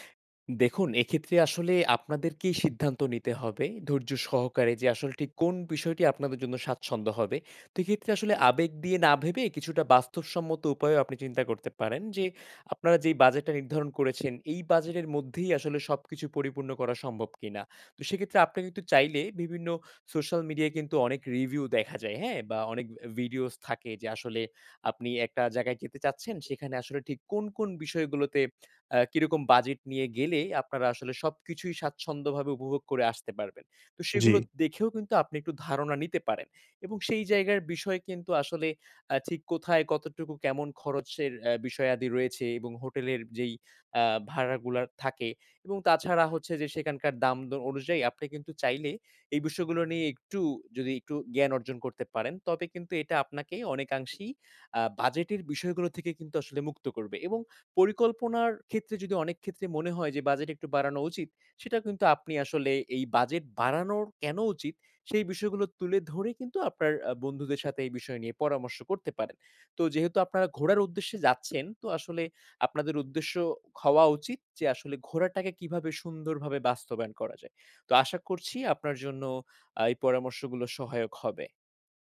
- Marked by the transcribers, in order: none
- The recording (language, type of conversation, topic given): Bengali, advice, ভ্রমণ পরিকল্পনা ও প্রস্তুতি